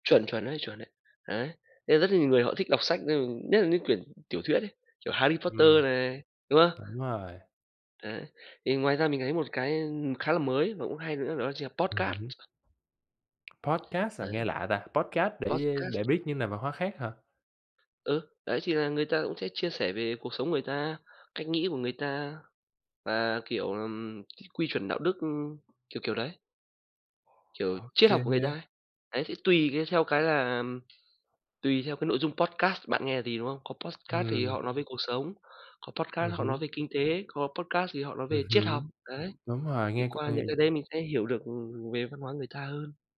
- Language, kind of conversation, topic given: Vietnamese, unstructured, Có nên xem phim như một cách để hiểu các nền văn hóa khác không?
- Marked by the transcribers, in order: "nhiều" said as "ừn"; tapping; in English: "podcast"; other background noise; in English: "Podcast"; in English: "Podcast"; in English: "podcast"; in English: "podcast"; in English: "podcast"; in English: "podcast"; in English: "podcast"; other noise